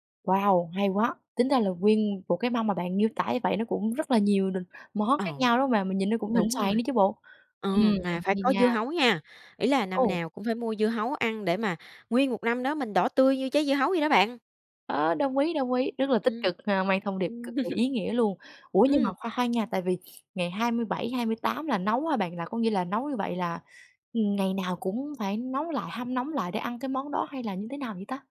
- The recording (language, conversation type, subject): Vietnamese, podcast, Gia đình bạn giữ gìn truyền thống trong dịp Tết như thế nào?
- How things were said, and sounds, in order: chuckle; other background noise